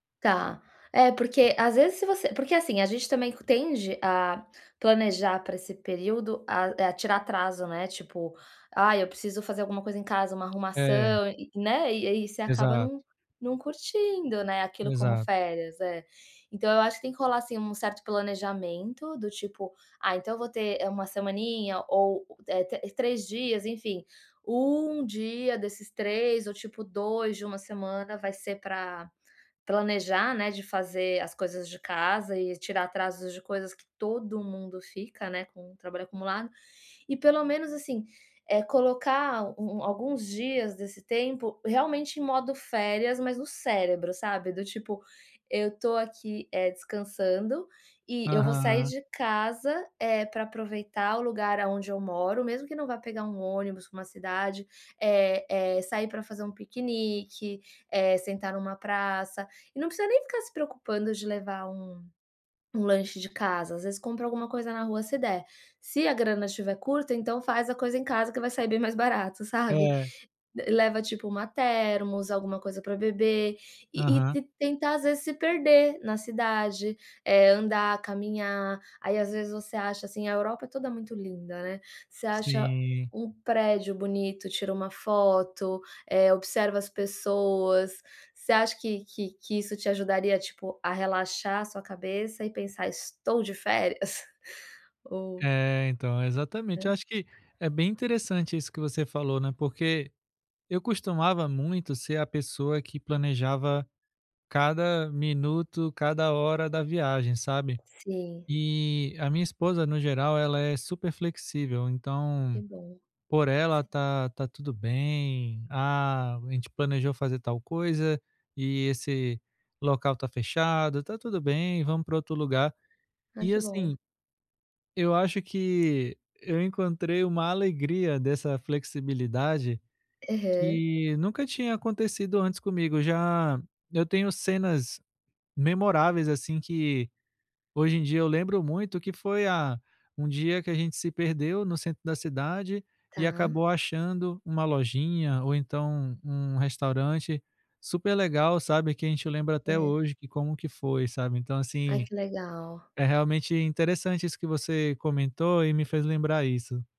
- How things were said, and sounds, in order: tapping; other background noise; chuckle; unintelligible speech
- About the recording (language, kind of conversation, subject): Portuguese, advice, Como posso aproveitar ao máximo minhas férias curtas e limitadas?